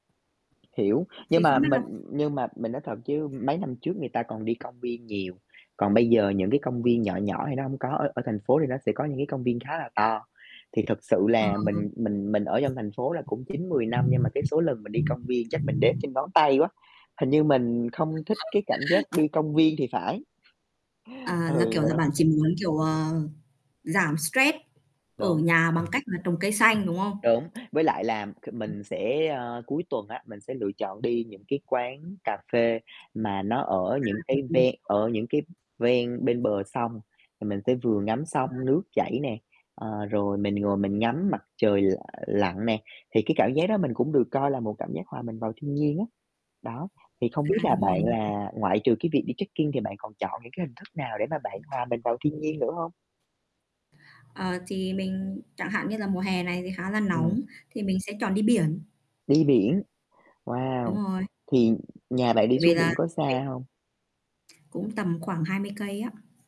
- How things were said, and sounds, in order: tapping; static; other background noise; distorted speech; laugh; laughing while speaking: "Ừ"; other street noise; in English: "trekking"
- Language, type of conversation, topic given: Vietnamese, unstructured, Bạn có thấy thiên nhiên giúp bạn giảm căng thẳng không?